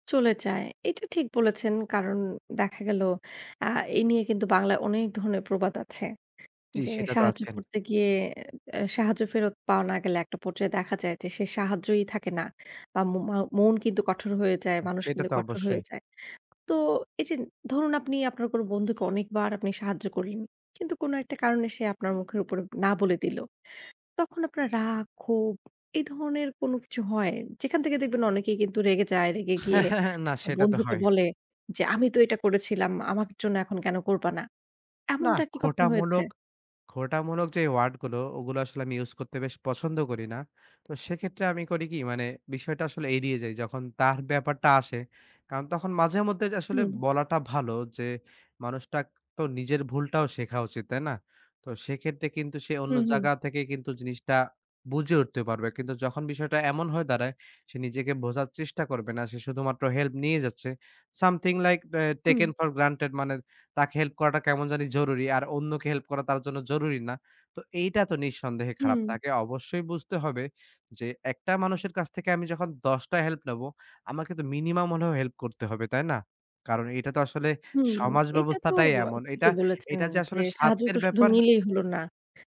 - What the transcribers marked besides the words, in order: chuckle; "আমার" said as "আমাক"; in English: "সামথিং লাইক আ টেকেন ফর গ্রান্টেড"; "হলেও" said as "হনেও"; tapping
- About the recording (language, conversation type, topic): Bengali, podcast, কাউকে না বলার সময় আপনি কীভাবে ‘না’ জানান?